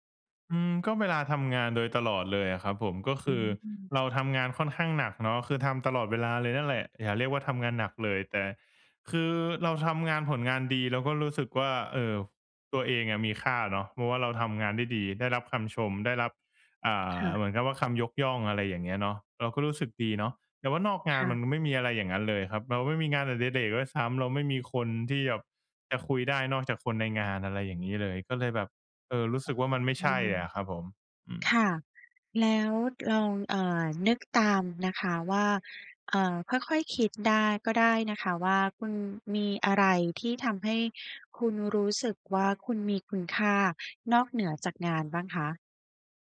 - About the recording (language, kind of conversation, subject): Thai, advice, ฉันจะรู้สึกเห็นคุณค่าในตัวเองได้อย่างไร โดยไม่เอาผลงานมาเป็นตัวชี้วัด?
- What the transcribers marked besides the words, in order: other background noise